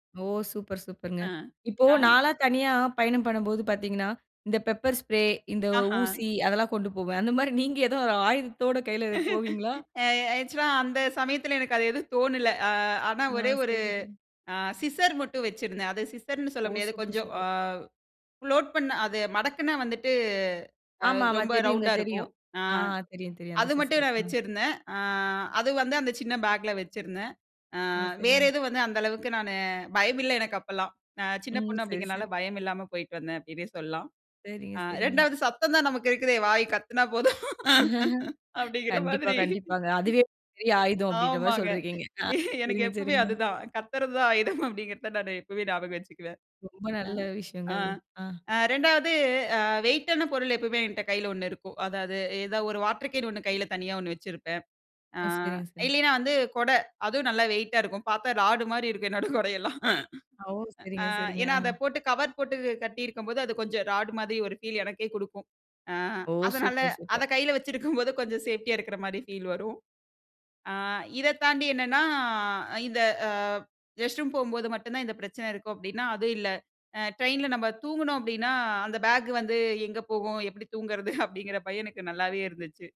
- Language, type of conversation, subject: Tamil, podcast, தனியாகப் பயணம் செய்த போது நீங்கள் சந்தித்த சவால்கள் என்னென்ன?
- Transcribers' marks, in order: in English: "பெப்பர் ஸ்ப்ரே"; laugh; in English: "ஆக்சுவலா"; in English: "சிசர்"; in English: "சிசர்ன்னு"; in English: "ஃப்ளோட்"; "ஃபோல்ட்" said as "ஃப்ளோட்"; laughing while speaking: "சத்தம் தான் நமக்கு இருக்குதே, வாய் … எப்பவுமே ஞாபகம் வச்சுக்குவேன்"; laugh; laughing while speaking: "அ சரிங்க சரிங்க"; laughing while speaking: "அதுவும் நல்லா வெயிட்டா இருக்கும். பார்த்தா … மாதிரி ஃபீல் வரும்"; in English: "ராடு"; in English: "சேஃப்டியா"; in English: "ஃபீல்"; in English: "ரெஸ்ட் ரூம்"; laughing while speaking: "எப்டி தூங்கறது? அப்படின்கிற பயம் எனக்கு நல்லாவே இருந்துச்சு"